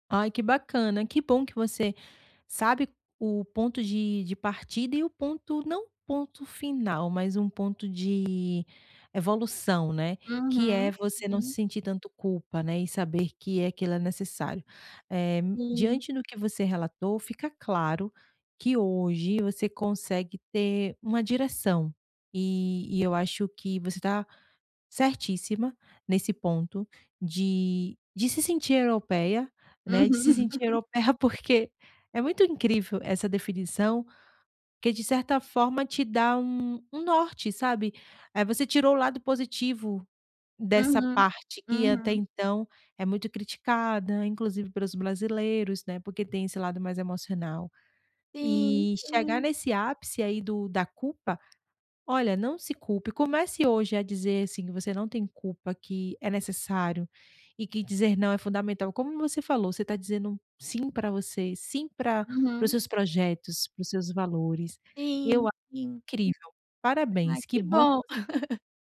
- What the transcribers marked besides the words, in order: chuckle; laugh
- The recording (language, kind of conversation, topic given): Portuguese, advice, Como posso dizer não aos meus amigos sem me sentir culpado?